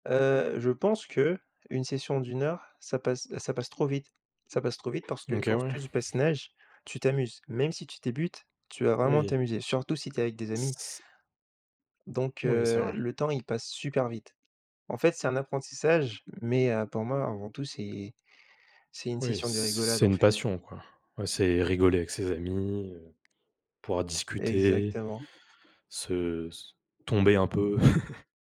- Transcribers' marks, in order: tapping; chuckle
- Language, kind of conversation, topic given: French, podcast, Quelles astuces recommandes-tu pour progresser rapidement dans un loisir ?